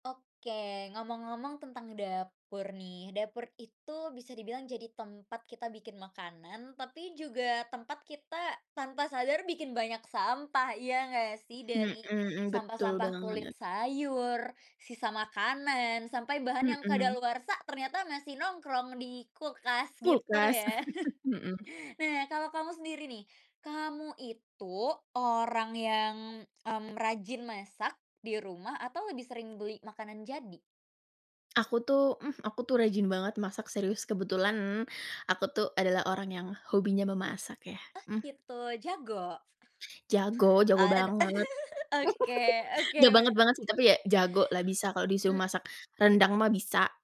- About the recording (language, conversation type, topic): Indonesian, podcast, Bagaimana kamu mengurangi sampah makanan di dapur sehari-hari?
- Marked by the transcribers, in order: chuckle; other background noise; laugh; tapping